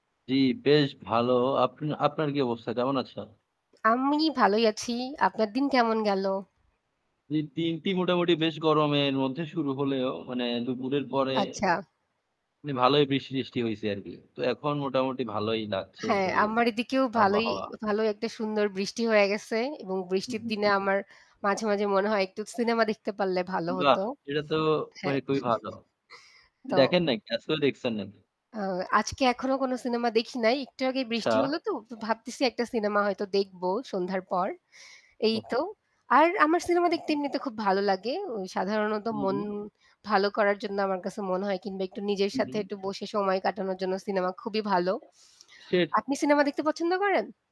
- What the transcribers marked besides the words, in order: static; distorted speech; chuckle; mechanical hum
- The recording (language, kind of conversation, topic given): Bengali, unstructured, সিনেমায় ভালো গল্প কীভাবে তৈরি হয় বলে তুমি মনে করো?